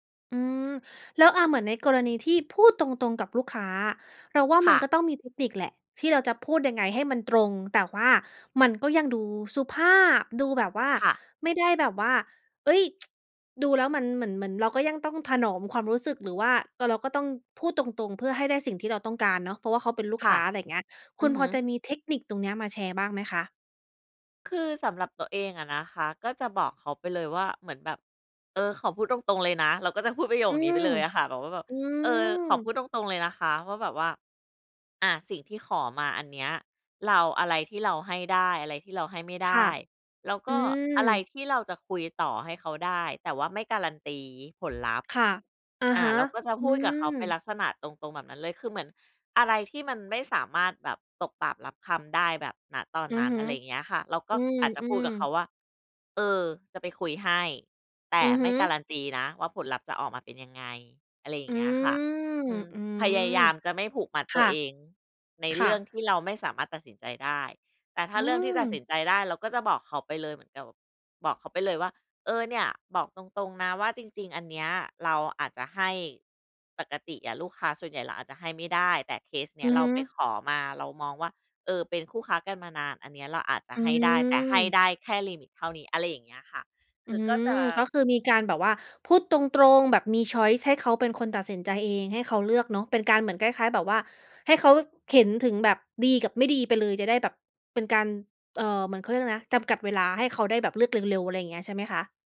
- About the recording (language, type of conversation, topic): Thai, podcast, เวลาถูกให้ข้อสังเกต คุณชอบให้คนพูดตรงๆ หรือพูดอ้อมๆ มากกว่ากัน?
- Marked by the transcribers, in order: tapping; tsk; in English: "ชอยซ์"